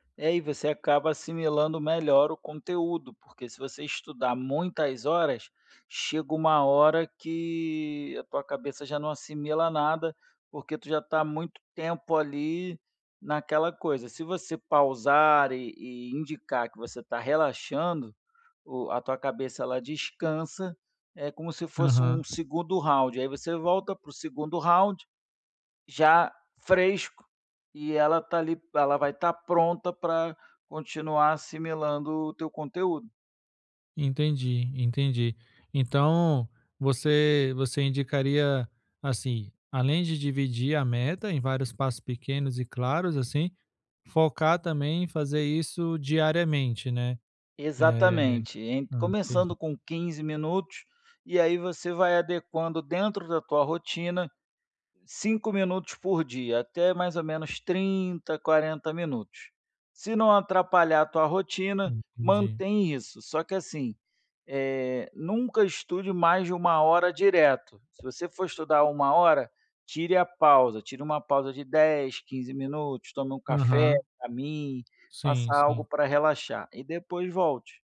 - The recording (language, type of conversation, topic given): Portuguese, advice, Como posso manter a motivação quando vejo pouco progresso?
- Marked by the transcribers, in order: none